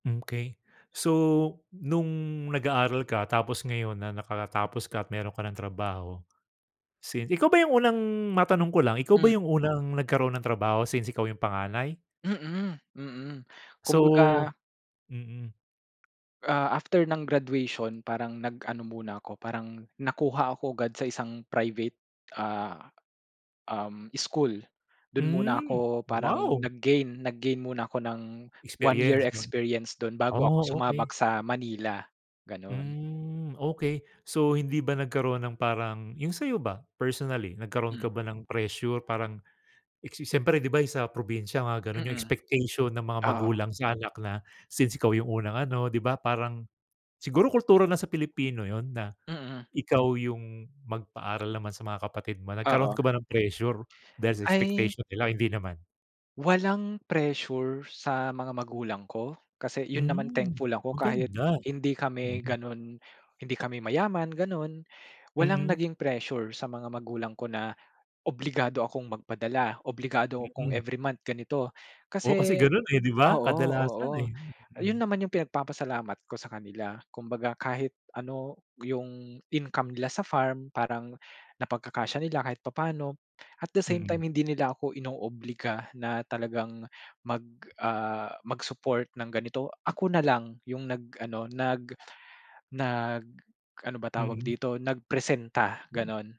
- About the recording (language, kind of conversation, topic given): Filipino, podcast, Ano ang ginampanang papel ng pamilya mo sa edukasyon mo?
- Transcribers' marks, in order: drawn out: "Mm"; other background noise; gasp